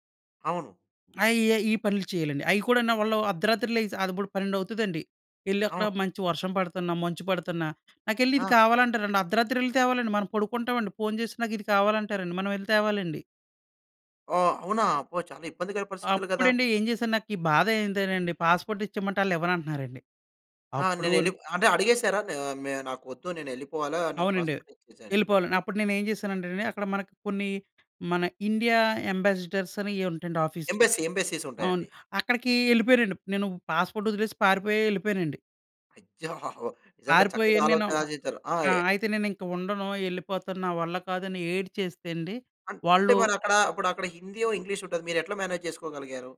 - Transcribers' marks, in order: in English: "పాస్‌పోర్ట్"; in English: "పాస్‌పోర్ట్"; in English: "అంబాసీడర్స్"; in English: "ఎంబసీ, ఎంబసీస్"; in English: "పాస్‌పోర్ట్"; chuckle; in English: "మ్యానేజ్"
- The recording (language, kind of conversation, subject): Telugu, podcast, పాస్‌పోర్టు లేదా ఫోన్ కోల్పోవడం వల్ల మీ ప్రయాణం ఎలా మారింది?